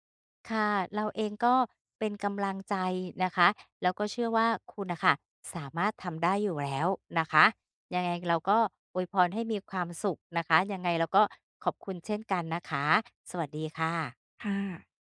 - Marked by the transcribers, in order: none
- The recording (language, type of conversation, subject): Thai, advice, ทำไมฉันถึงรู้สึกชาทางอารมณ์ ไม่มีความสุข และไม่ค่อยรู้สึกผูกพันกับคนอื่น?